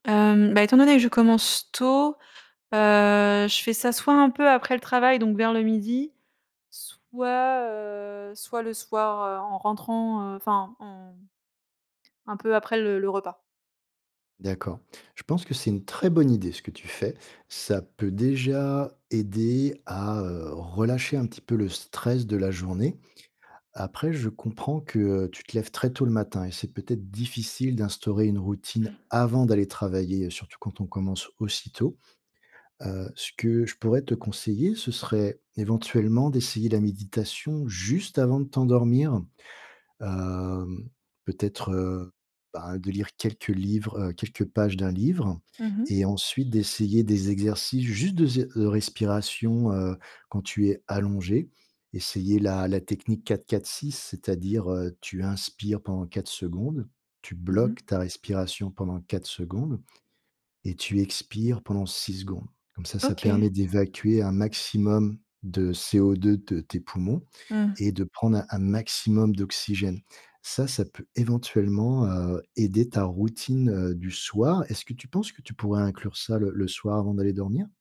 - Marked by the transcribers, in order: none
- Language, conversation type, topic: French, advice, Comment décririez-vous votre insomnie liée au stress ?